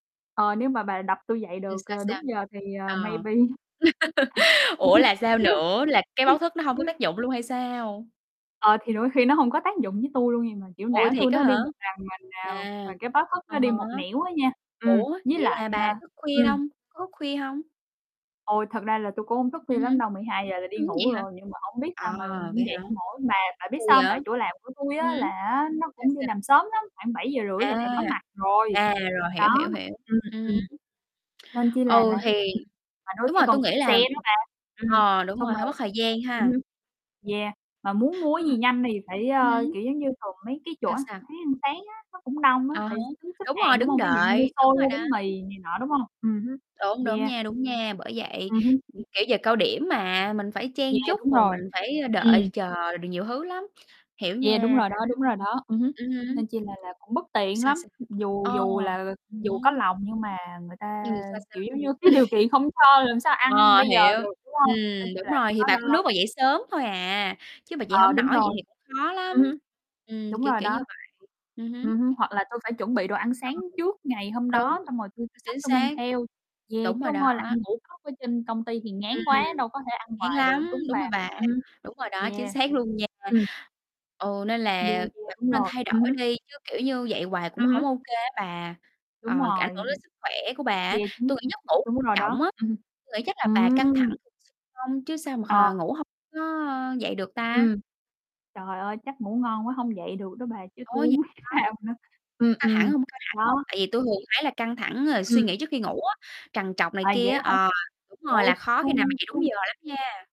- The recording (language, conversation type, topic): Vietnamese, unstructured, Bạn thường ăn những món gì vào bữa sáng để giữ cơ thể khỏe mạnh?
- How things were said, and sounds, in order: laugh; in English: "maybe"; laugh; unintelligible speech; distorted speech; other background noise; other noise; chuckle; tapping; laughing while speaking: "hông biết"